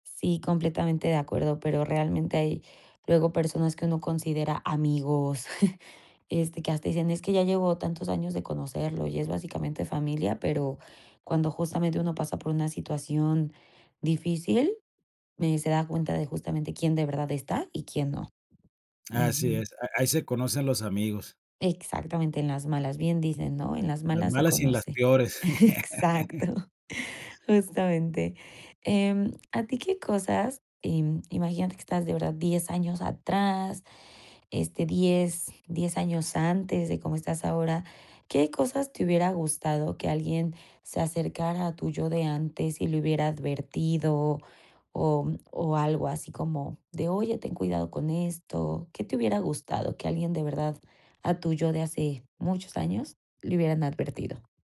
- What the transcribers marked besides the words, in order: chuckle; laughing while speaking: "Exacto"; laugh; other background noise
- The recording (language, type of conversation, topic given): Spanish, podcast, ¿Qué consejo le darías a tu yo del pasado?